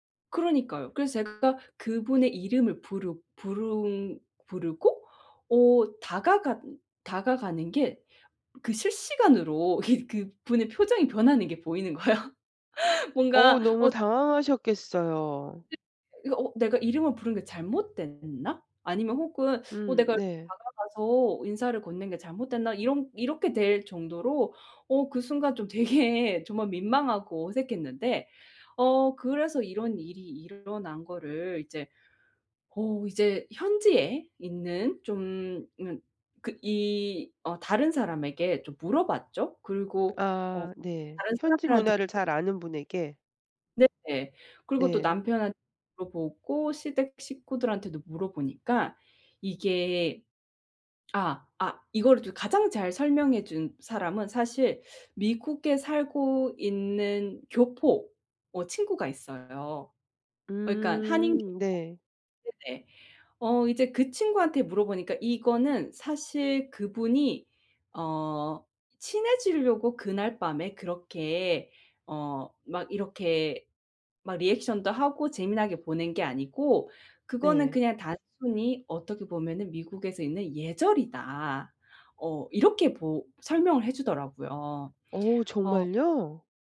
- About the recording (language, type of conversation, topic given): Korean, advice, 새로운 지역의 관습이나 예절을 몰라 실수했다고 느꼈던 상황을 설명해 주실 수 있나요?
- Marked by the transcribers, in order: other background noise; laughing while speaking: "이게 그분의"; laughing while speaking: "거예요"; laughing while speaking: "되게"